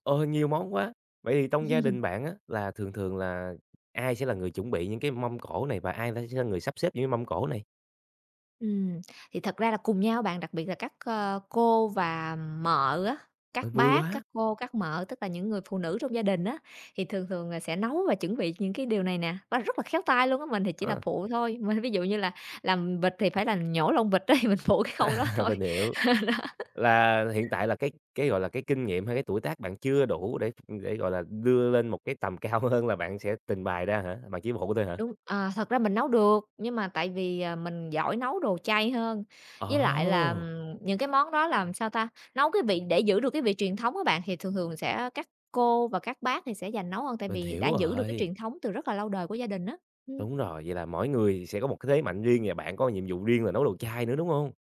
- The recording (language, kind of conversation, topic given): Vietnamese, podcast, Làm sao để bày một mâm cỗ vừa đẹp mắt vừa ấm cúng, bạn có gợi ý gì không?
- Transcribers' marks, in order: laugh; tapping; laughing while speaking: "À"; laughing while speaking: "ấy, mình phụ cái khâu đó thôi. Ờ, đó"; other background noise; laughing while speaking: "cao"